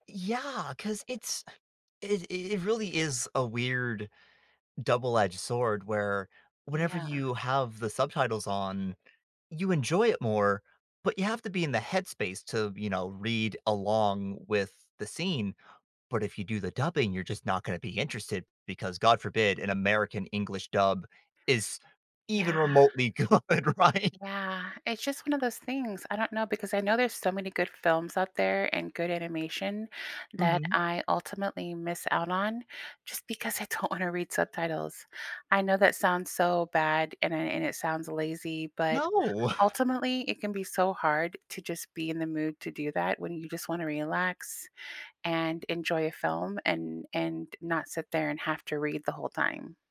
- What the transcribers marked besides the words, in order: laughing while speaking: "good, right?"; tapping; laughing while speaking: "wanna"; chuckle
- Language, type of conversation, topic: English, unstructured, Should I choose subtitles or dubbing to feel more connected?